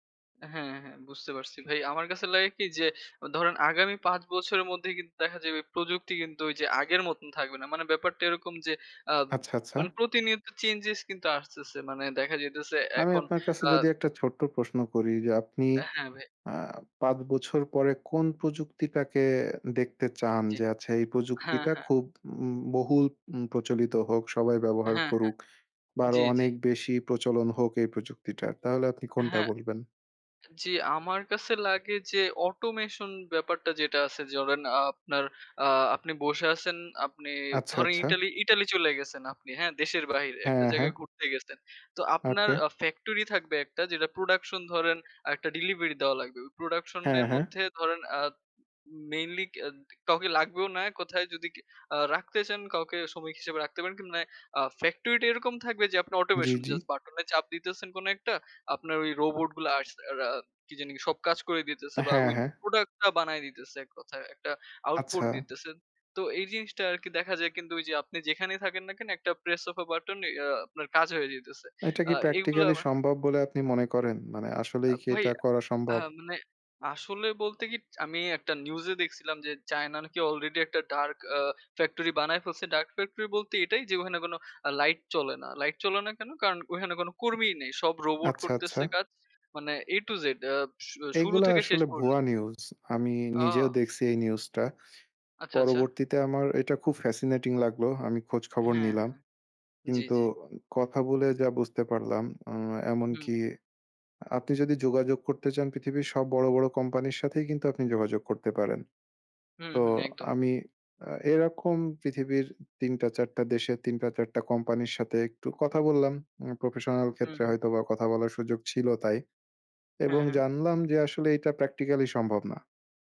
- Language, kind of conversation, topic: Bengali, unstructured, আপনার জীবনে প্রযুক্তি সবচেয়ে বড় কোন ইতিবাচক পরিবর্তন এনেছে?
- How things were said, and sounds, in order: other background noise; in English: "প্রেস ওফ আ বাটন"; tapping